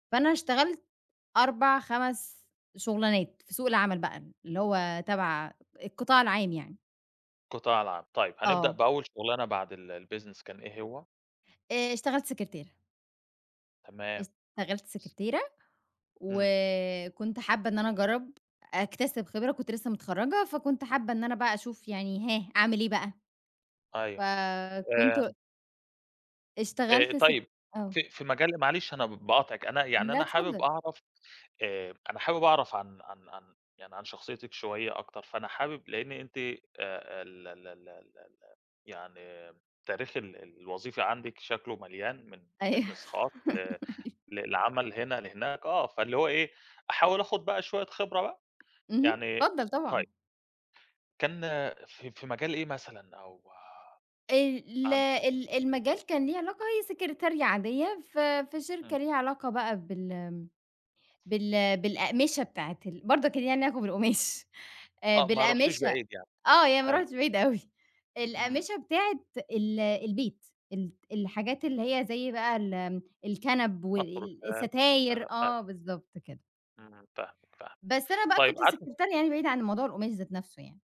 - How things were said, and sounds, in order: in English: "الbusiness"; tapping; in English: "business"; laugh
- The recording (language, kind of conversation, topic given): Arabic, podcast, احكيلي عن أول شغلانة اشتغلتها، وكانت تجربتك فيها عاملة إيه؟